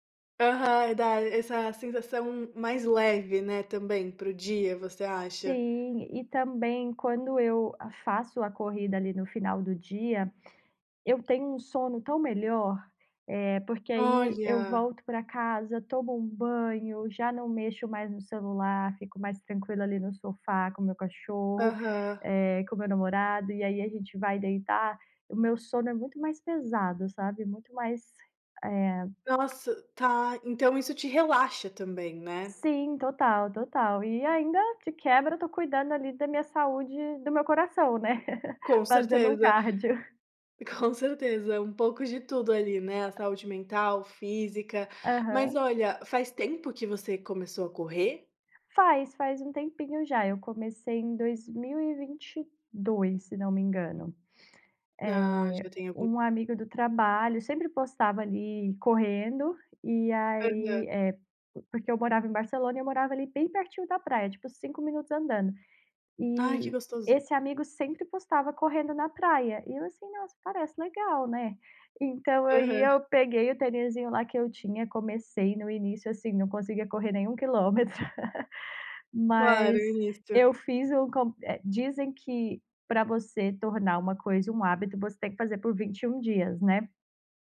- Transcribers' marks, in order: laugh; chuckle; chuckle
- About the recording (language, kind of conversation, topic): Portuguese, podcast, Que atividade ao ar livre te recarrega mais rápido?